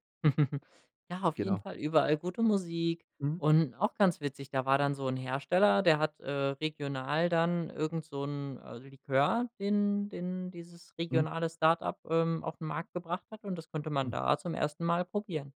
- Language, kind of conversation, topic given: German, podcast, Von welchem lokalen Fest, das du erlebt hast, kannst du erzählen?
- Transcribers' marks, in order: chuckle